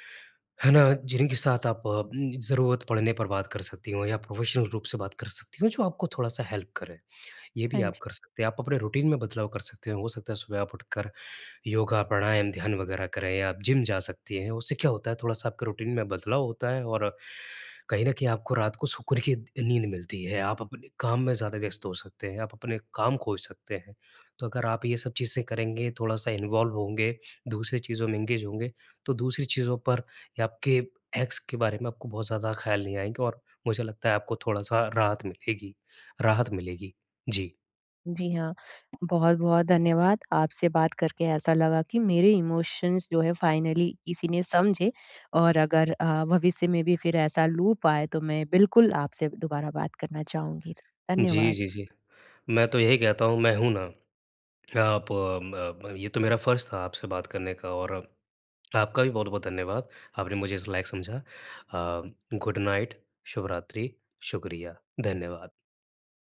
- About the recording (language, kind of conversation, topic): Hindi, advice, सोशल मीडिया पर अपने पूर्व साथी को देखकर बार-बार मन को चोट क्यों लगती है?
- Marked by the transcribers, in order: in English: "प्रोफ़ेशनल"; in English: "हेल्प"; in English: "रूटीन"; in English: "रूटीन"; in English: "इन्वॉल्व"; in English: "एंगेज"; in English: "एक्स"; tapping; in English: "इमोशन्स"; in English: "फाइनली"; in English: "लूप"; in English: "गुड नाइट"